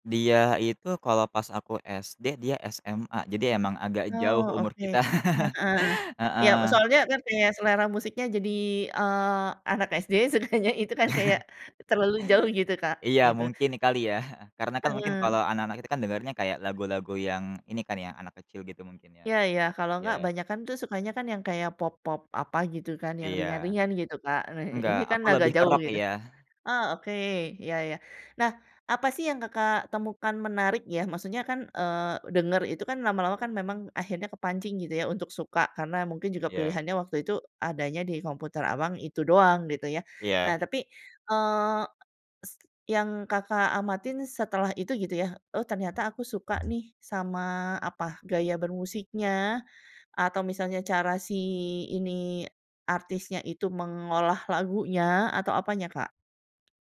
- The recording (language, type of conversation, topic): Indonesian, podcast, Ada lagu yang selalu bikin kamu nostalgia? Kenapa ya?
- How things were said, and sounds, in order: laugh; laughing while speaking: "sukanya"; other background noise; tapping